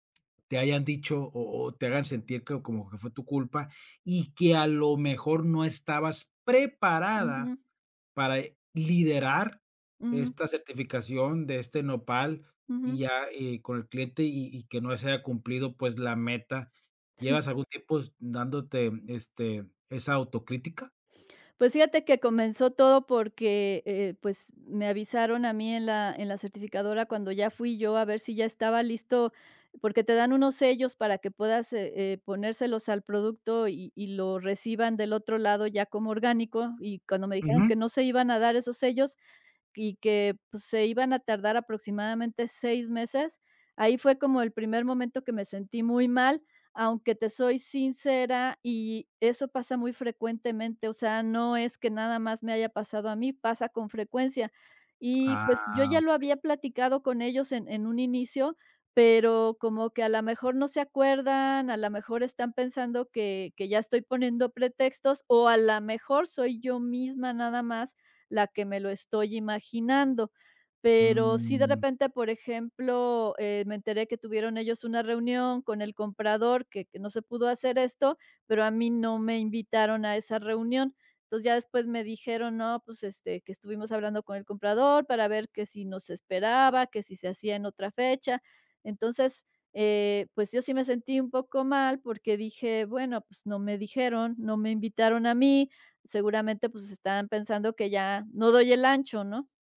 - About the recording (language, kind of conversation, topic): Spanish, advice, ¿Cómo puedo dejar de paralizarme por la autocrítica y avanzar en mis proyectos?
- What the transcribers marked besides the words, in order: tapping; other background noise